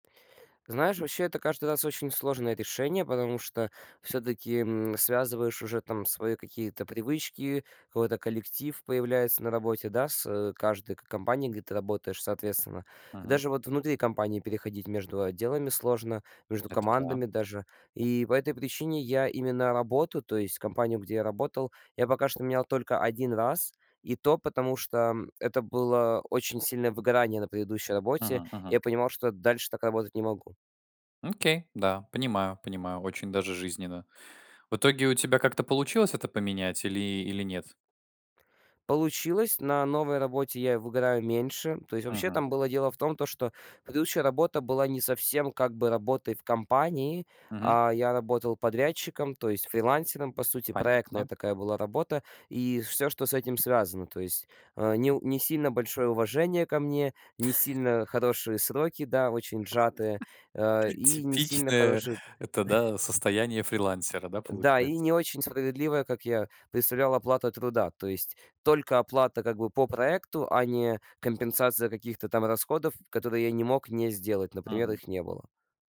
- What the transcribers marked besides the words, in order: tapping; other background noise; chuckle; laugh; chuckle
- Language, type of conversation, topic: Russian, podcast, Как вы принимаете решение сменить профессию или компанию?